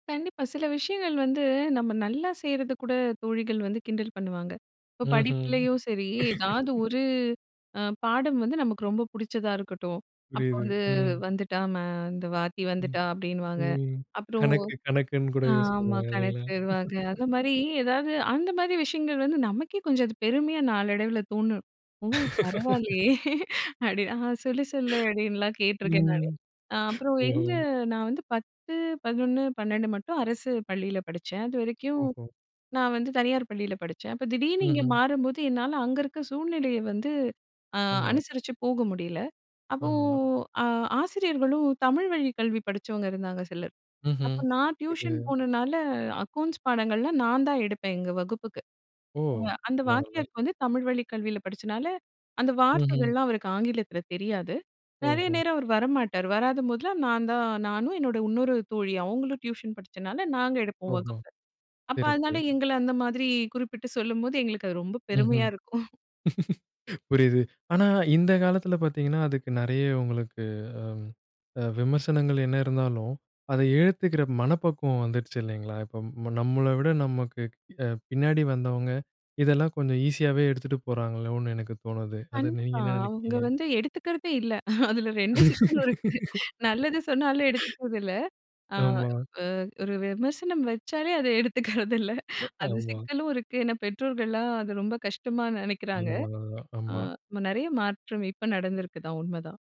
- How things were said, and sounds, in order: other background noise; laugh; other noise; laugh; laughing while speaking: "பரவாயில்லயே அப்டின்னு ஆ சொல்ல சொல்லு அப்டின்லாம் கேட்டுருக்கேன் நான்"; chuckle; drawn out: "அப்போ"; in English: "அக்கௌண்ட்ஸ்"; chuckle; in English: "ஈஸியாவே"; laughing while speaking: "அதில ரெண்டு சிக்கலும் இருக்கு நல்லது … ரொம்ப கஷ்டமா நெனக்கிறாங்க"; laugh
- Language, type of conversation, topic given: Tamil, podcast, சுய விமர்சனம் கலாய்ச்சலாக மாறாமல் அதை எப்படிச் செய்யலாம்?